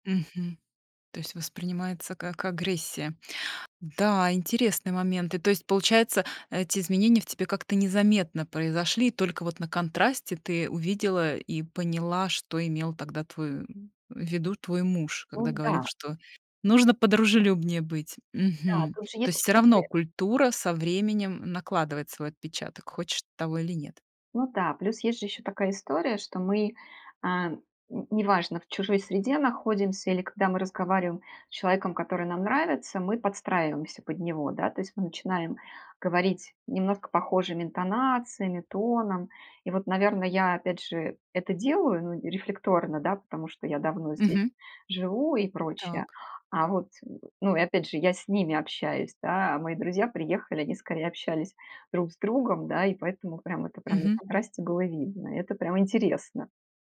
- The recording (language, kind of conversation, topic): Russian, podcast, Чувствуешь ли ты себя на стыке двух культур?
- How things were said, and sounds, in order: none